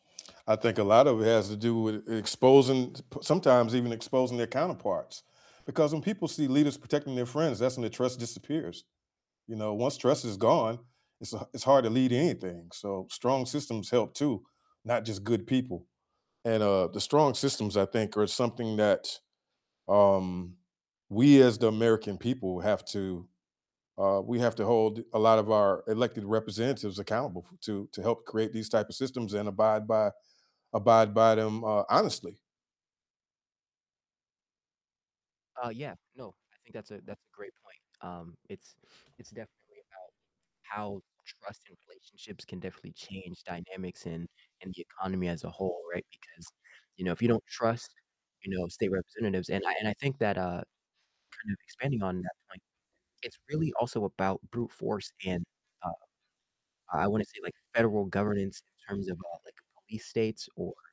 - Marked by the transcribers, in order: static; distorted speech; other background noise
- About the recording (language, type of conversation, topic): English, unstructured, How should leaders address corruption in government?